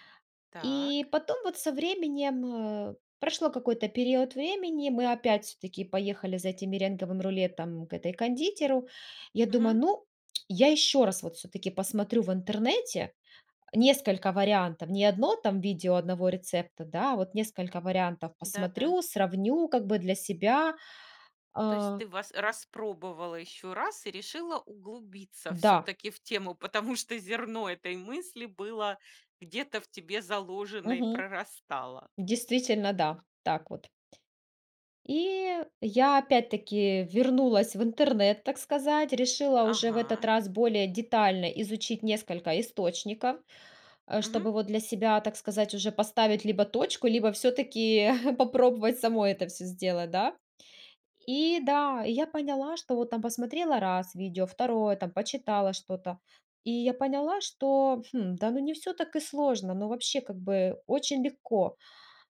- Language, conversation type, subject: Russian, podcast, Какое у вас самое тёплое кулинарное воспоминание?
- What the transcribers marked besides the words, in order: tapping; chuckle